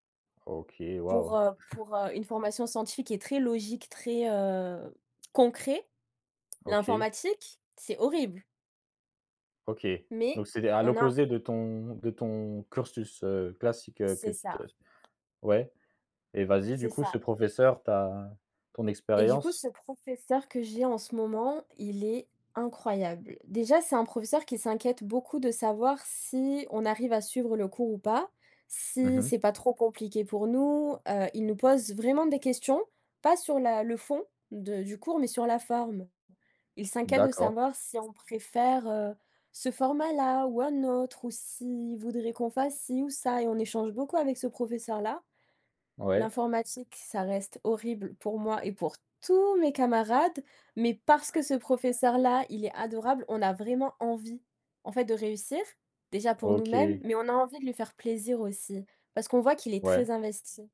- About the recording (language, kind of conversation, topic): French, podcast, Quel rôle, selon toi, un bon professeur joue-t-il dans l’apprentissage ?
- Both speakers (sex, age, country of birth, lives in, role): female, 25-29, France, France, guest; male, 20-24, France, France, host
- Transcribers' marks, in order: chuckle; unintelligible speech; tapping; other background noise; stressed: "tous"; stressed: "parce que"; stressed: "envie"